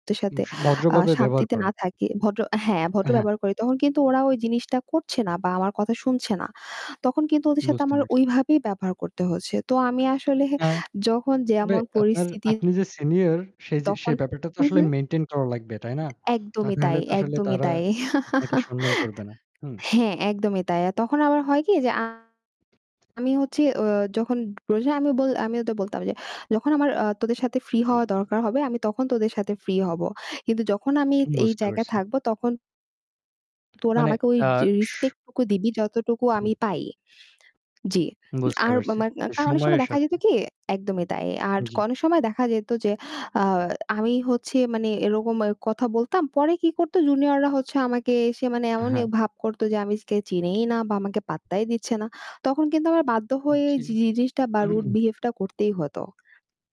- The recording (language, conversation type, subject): Bengali, unstructured, কেউ যদি আপনার পরিচয় ভুল বোঝে, আপনি কীভাবে প্রতিক্রিয়া দেখান?
- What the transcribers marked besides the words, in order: static; "ভদ্রভাবে" said as "বদ্রবাবে"; other background noise; distorted speech; "তখন" said as "তকন"; laugh; tapping; unintelligible speech; "তখন" said as "তকন"; "অনেক" said as "কোনেক"; throat clearing